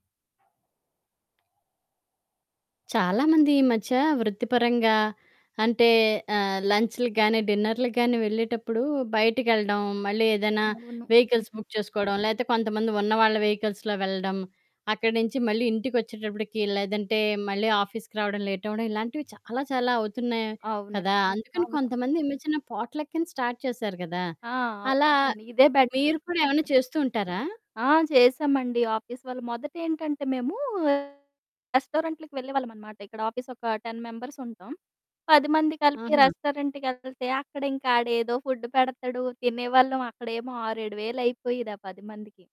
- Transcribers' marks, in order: in English: "వెహికల్స్ బుక్"; static; in English: "వెహికల్స్‌లో"; in English: "ఆఫీస్‌కి"; in English: "స్టార్ట్"; other background noise; in English: "ఆఫీస్"; distorted speech; in English: "రెస్టారెంట్‌లకి"; in English: "ఆఫీస్"; in English: "టెన్ మెంబర్స్"; in English: "రెస్టారెంట్"
- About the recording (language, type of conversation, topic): Telugu, podcast, పోట్లక్‌కు వెళ్లేటప్పుడు మీరు ఏ వంటకం తీసుకెళ్తారు?